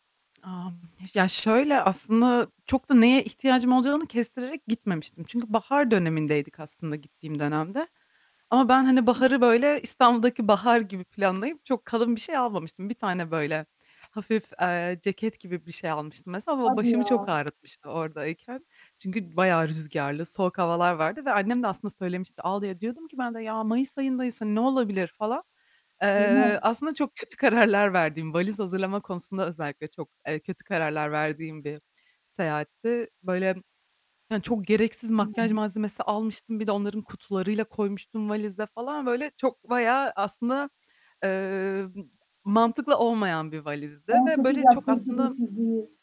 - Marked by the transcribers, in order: tapping; distorted speech; static; other background noise; unintelligible speech; laughing while speaking: "kararlar verdiğim"; unintelligible speech
- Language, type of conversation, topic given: Turkish, podcast, İlk kez yalnız seyahat ettiğinde neler öğrendin, paylaşır mısın?